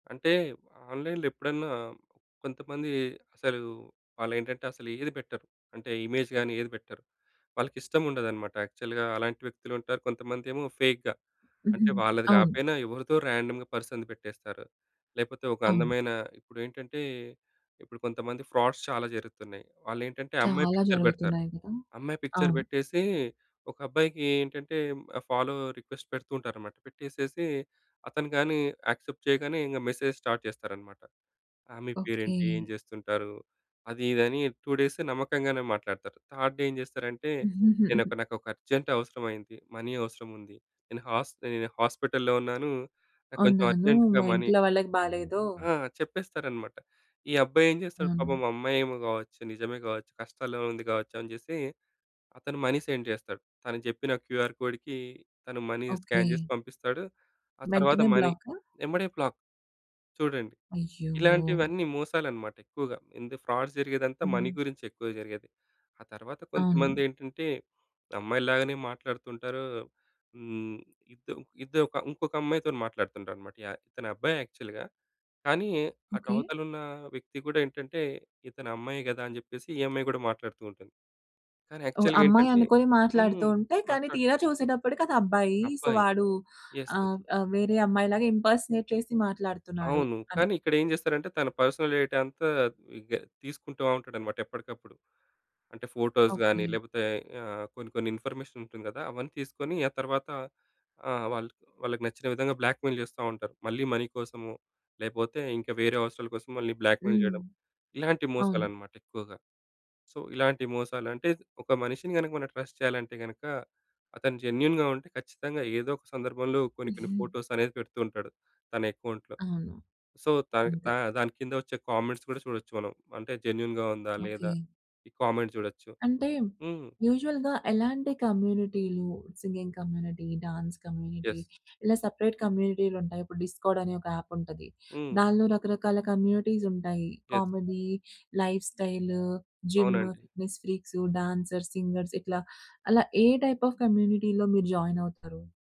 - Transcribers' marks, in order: in English: "ఆన్‌లైన్‌లో"; in English: "యాక్చువల్‌గా"; in English: "ఫేక్‌గా"; in English: "ర్యాండమ్‌గా పర్సన్‌ది"; in English: "ఫ్రాడ్స్"; in English: "పిక్చర్"; in English: "పిక్చర్"; in English: "ఫాలో రిక్వెస్ట్"; in English: "యాక్సెప్ట్"; in English: "మెసేజ్ స్టార్ట్"; in English: "టూ డేస్"; in English: "థర్డ్ డే"; chuckle; in English: "అర్జెంట్"; in English: "మనీ"; in English: "అర్జెంట్‌గా మనీ"; in English: "మనీ సెండ్"; in English: "క్యూఆర్ కోడ్‌కి"; in English: "మనీ స్కాన్"; in English: "మనీ"; in English: "బ్లాక్"; in English: "ఫ్రాడ్"; in English: "మనీ"; in English: "యాక్చువల్‌గా"; in English: "యాక్చువల్‌గా"; other background noise; in English: "సో"; in English: "యస్, యస్"; in English: "ఇంపర్సనేట్"; in English: "పర్సనల్ డేటా"; in English: "ఫోటోస్‌గాని"; in English: "ఇన్ఫర్మేషన్"; in English: "బ్లాక్‌మెయిల్"; in English: "బ్లాక్‌మెయిల్"; in English: "సో"; in English: "ట్రస్ట్"; in English: "జెన్యూన్‌గా"; giggle; in English: "ఫోటోస్"; in English: "అకౌంట్‌లో. సో"; in English: "కామెంట్స్"; in English: "జెన్యూన్‌గా"; in English: "కామెంట్"; in English: "యూజువల్‌గా"; in English: "సింగింగ్ కమ్యూనిటీ, డాన్స్ కమ్యూనిటీ"; in English: "సెపరేట్"; in English: "యస్"; in English: "డిస్కార్డ్"; in English: "యాప్"; in English: "కమ్యూనిటీస్"; in English: "యస్"; in English: "కామెడీ, లైఫ్"; in English: "ఫిట్నెస్ ఫ్రీక్స్, డాన్సర్స్, సింగర్స్"; in English: "టైప్ ఆఫ్ కమ్యూనిటీలో"; in English: "జాయిన్"
- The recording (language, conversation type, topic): Telugu, podcast, ఆన్‌లైన్ కమ్యూనిటీలు ఒంటరితనాన్ని తట్టుకోవడంలో నిజంగా ఎంతవరకు సహాయపడతాయి?